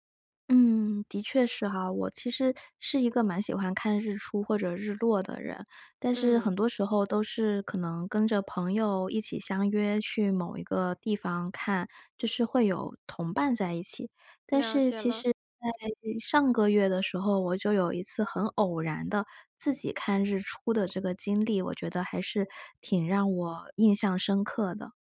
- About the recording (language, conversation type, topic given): Chinese, podcast, 哪一次你独自去看日出或日落的经历让你至今记忆深刻？
- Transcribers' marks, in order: none